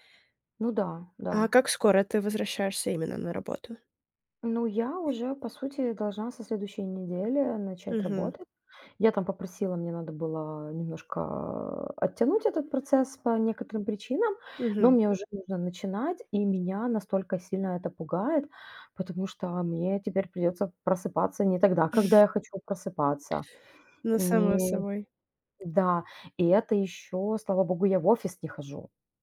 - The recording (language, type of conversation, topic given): Russian, advice, Как справиться с неуверенностью при возвращении к привычному рабочему ритму после отпуска?
- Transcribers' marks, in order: other background noise; tapping; chuckle